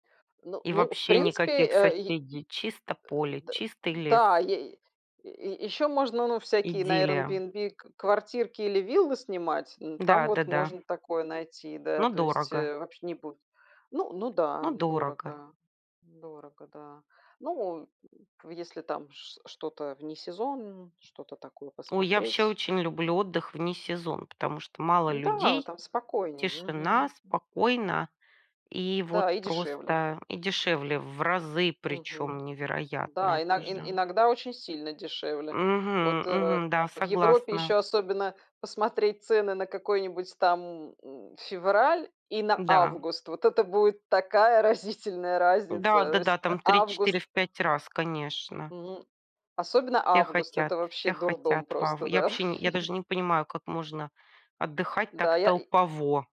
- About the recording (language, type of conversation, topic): Russian, unstructured, Как вы находите баланс между работой и отдыхом?
- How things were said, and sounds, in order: other background noise; laughing while speaking: "разительная"; chuckle